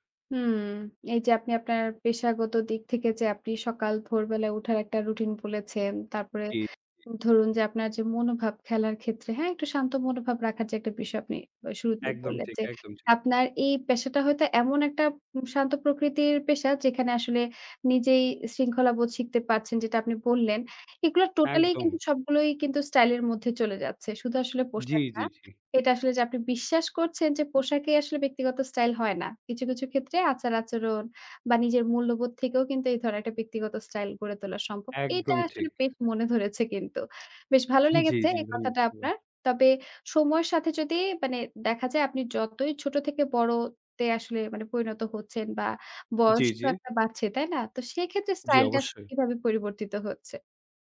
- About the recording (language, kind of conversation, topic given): Bengali, podcast, কোন অভিজ্ঞতা তোমার ব্যক্তিগত স্টাইল গড়তে সবচেয়ে বড় ভূমিকা রেখেছে?
- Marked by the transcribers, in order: tapping; other background noise; laughing while speaking: "জি, জি"